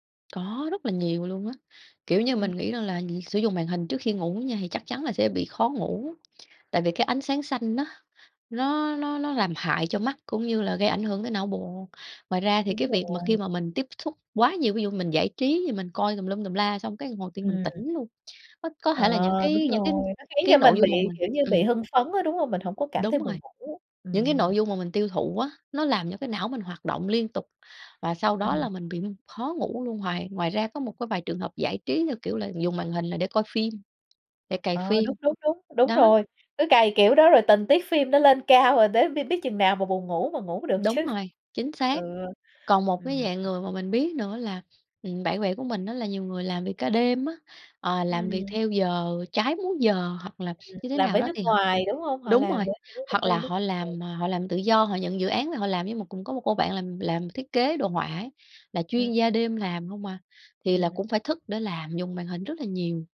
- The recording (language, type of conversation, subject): Vietnamese, podcast, Bạn quản lý việc dùng điện thoại hoặc các thiết bị có màn hình trước khi đi ngủ như thế nào?
- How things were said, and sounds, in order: tapping; other background noise; laughing while speaking: "được chứ"